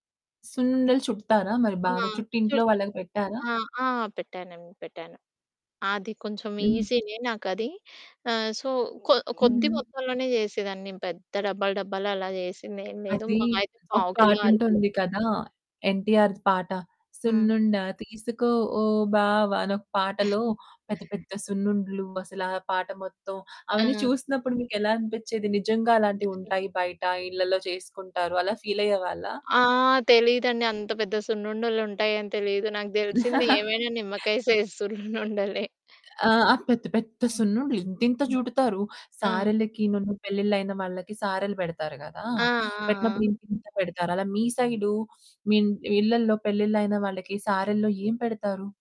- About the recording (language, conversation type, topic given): Telugu, podcast, మీరు చిన్నప్పటి ఇంటి వాతావరణం ఎలా ఉండేది?
- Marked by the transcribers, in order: tapping; distorted speech; in English: "ఈజీనే"; in English: "సో"; giggle; other background noise; chuckle; laughing while speaking: "సైజ్ సున్నుండలే"; in English: "సైజ్"